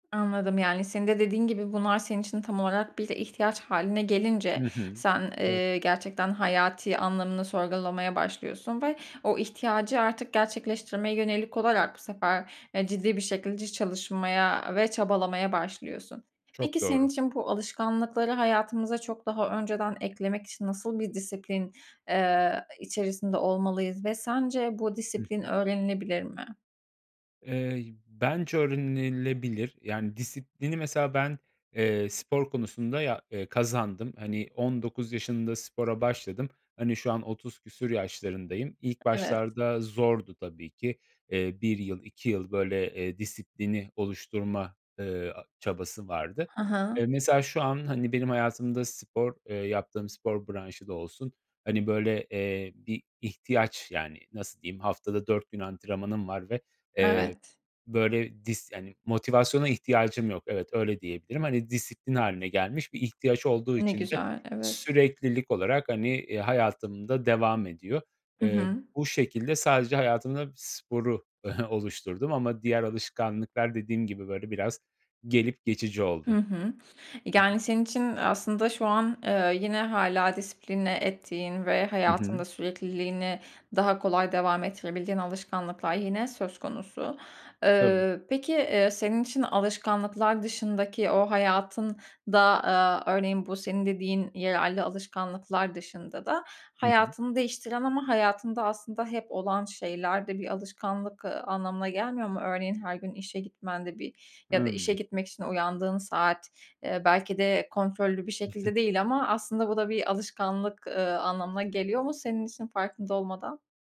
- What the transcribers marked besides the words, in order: "şekilde" said as "şekılci"; chuckle; chuckle
- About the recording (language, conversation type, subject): Turkish, podcast, Hayatınızı değiştiren küçük ama etkili bir alışkanlık neydi?